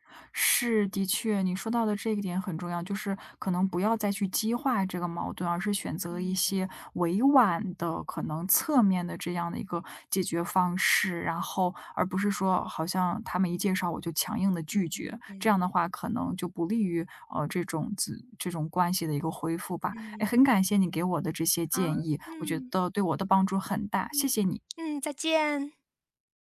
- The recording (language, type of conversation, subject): Chinese, advice, 家人催婚
- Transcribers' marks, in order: none